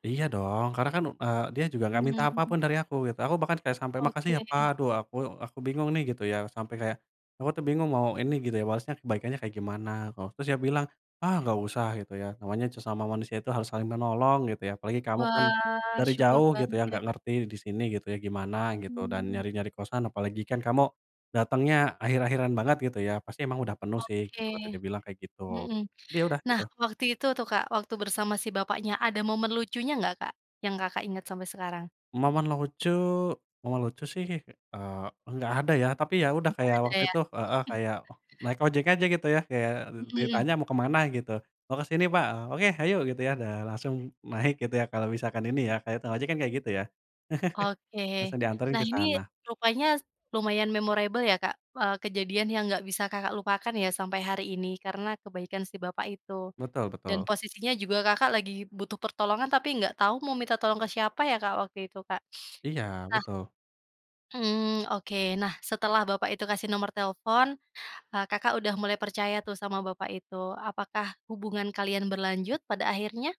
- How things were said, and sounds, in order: other background noise; chuckle; in Sundanese: "hayu!"; laughing while speaking: "naik"; chuckle; in English: "memorable"
- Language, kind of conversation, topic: Indonesian, podcast, Pernah ketemu orang baik waktu lagi nyasar?